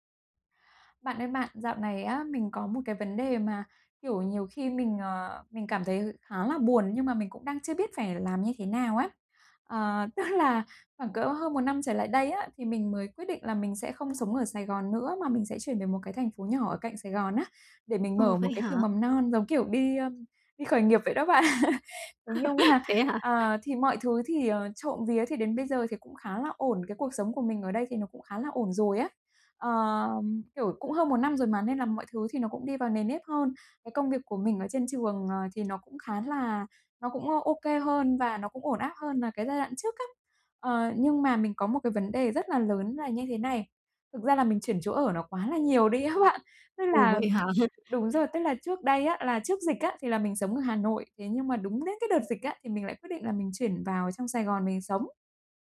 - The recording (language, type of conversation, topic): Vietnamese, advice, Mình nên làm gì khi thấy khó kết nối với bạn bè?
- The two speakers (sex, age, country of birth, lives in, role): female, 35-39, Vietnam, Vietnam, user; female, 50-54, Vietnam, Vietnam, advisor
- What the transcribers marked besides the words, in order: tapping; laughing while speaking: "tức"; laughing while speaking: "bạn. Thế nhưng mà"; laugh; laughing while speaking: "đi á bạn"; laughing while speaking: "hả?"